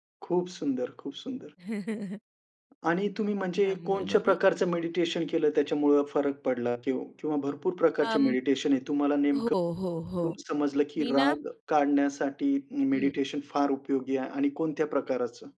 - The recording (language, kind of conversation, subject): Marathi, podcast, माफ करण्याबद्दल तुझं काय मत आहे?
- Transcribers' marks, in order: chuckle; other background noise